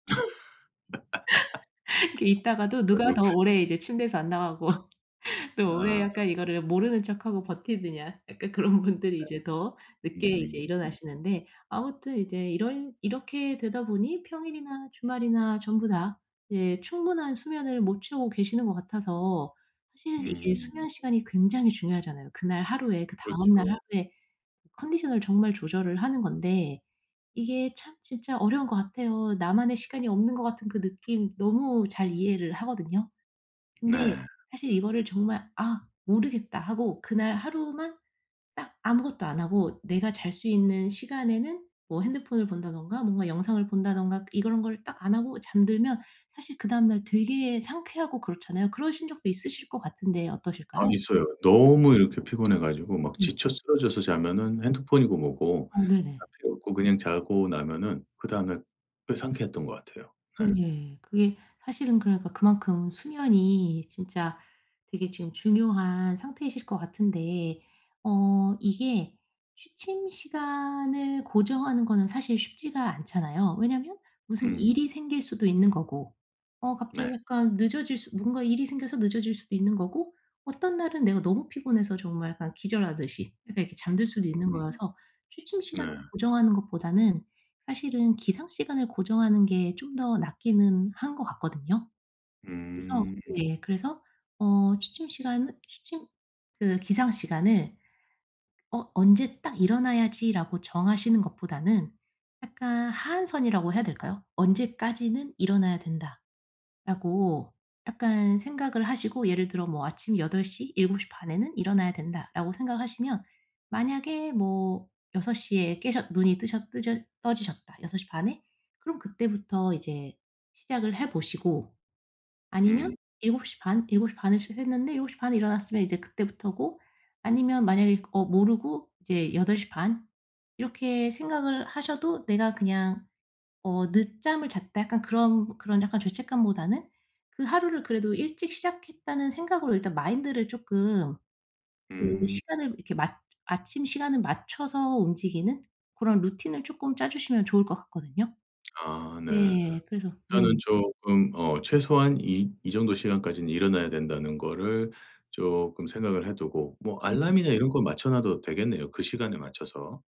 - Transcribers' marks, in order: laugh; unintelligible speech; laugh; laughing while speaking: "나가고"; tapping; laugh; laughing while speaking: "약간 그런 분들이"; other background noise; in English: "마인드를"; in English: "루틴"
- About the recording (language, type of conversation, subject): Korean, advice, 취침 시간과 기상 시간을 더 규칙적으로 유지하려면 어떻게 해야 할까요?